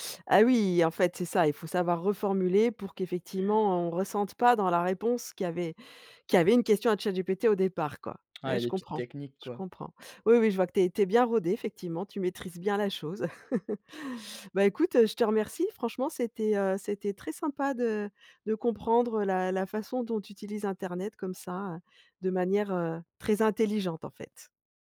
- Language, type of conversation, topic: French, podcast, Comment utilises-tu internet pour apprendre au quotidien ?
- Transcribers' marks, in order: throat clearing; chuckle